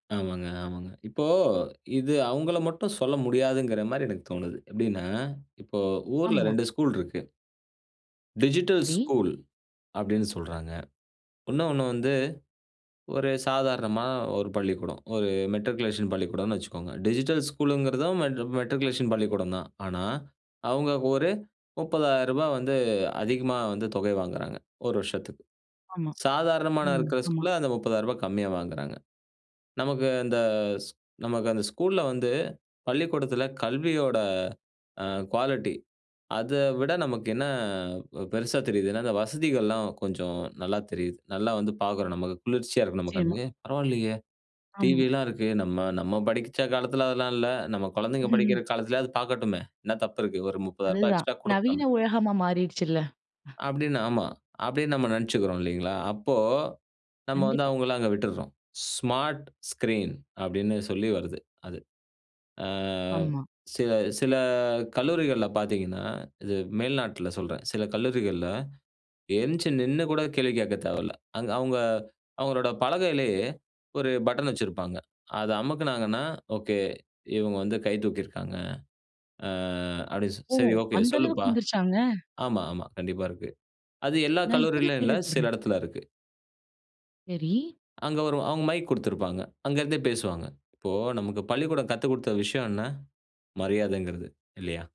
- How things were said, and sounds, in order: other noise; in English: "ஸ்கூல்"; in English: "டிஜிட்டல் ஸ்கூல்"; in English: "மெட்ரிகுலேஷன்"; in English: "டிஜிட்டல் ஸ்கூல்ங்கிறதும்"; in English: "மெட்ரிகுலேஷன்"; in English: "ஸ்கூல்ல"; in English: "ஸ்கூல்ல"; in English: "குவாலிட்டி"; laugh; in English: "எக்ஸ்ட்ரா"; in English: "ஸ்மார்ட் ஸ்கிரீன்"; drawn out: "ஆ"; drawn out: "அ"; "அப்படின்னு" said as "அப்படி"; surprised: "ஓ! அந்த அளவுக்கு வந்துருச்சாங்க?"
- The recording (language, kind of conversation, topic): Tamil, podcast, பேசிக்கொண்டிருக்கும்போது கைப்பேசி பயன்பாட்டை எந்த அளவு வரை கட்டுப்படுத்த வேண்டும்?